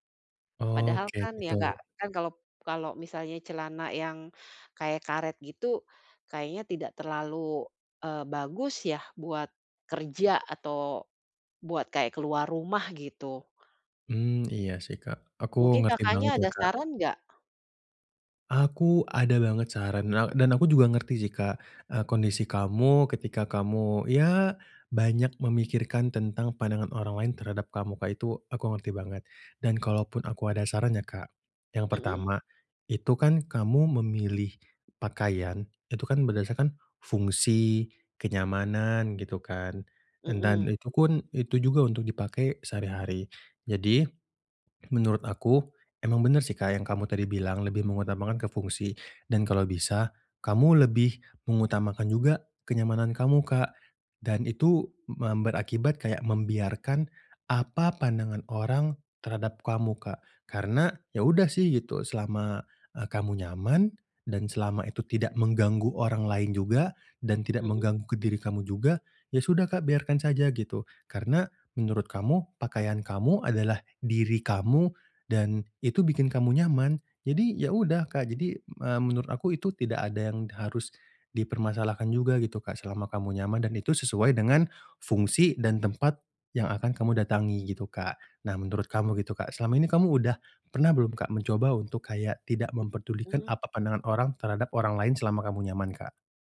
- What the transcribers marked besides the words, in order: other background noise; "pun" said as "kun"
- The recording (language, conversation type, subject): Indonesian, advice, Bagaimana cara memilih pakaian yang cocok dan nyaman untuk saya?
- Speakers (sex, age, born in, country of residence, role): female, 50-54, Indonesia, Netherlands, user; male, 25-29, Indonesia, Indonesia, advisor